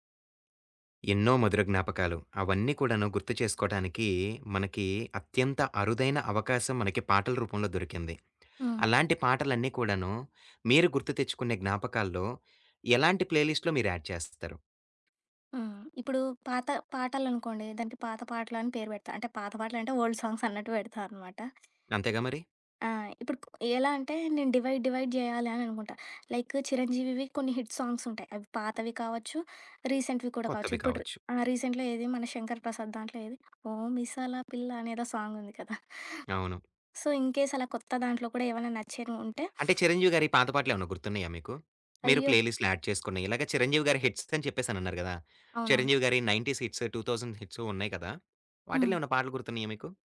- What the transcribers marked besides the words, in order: in English: "ప్లే లిస్ట్‌లో"; other background noise; tapping; in English: "ఓల్డ్"; in English: "డివైడ్ డివైడ్"; in English: "లైక్"; in English: "హిట్ సాంగ్స్"; in English: "రీసెంట్‌వి"; in English: "రీసెంట్‌లో"; in English: "సాంగ్"; in English: "సో, ఇన్‍కేస్"; in English: "ప్లే లిస్ట్‌లో యాడ్"; in English: "నైన్టీస్ హిట్స్, టూ థౌసండ్ హిట్స్"
- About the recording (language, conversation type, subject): Telugu, podcast, పాత జ్ఞాపకాలు గుర్తుకొచ్చేలా మీరు ప్లేలిస్ట్‌కి ఏ పాటలను జోడిస్తారు?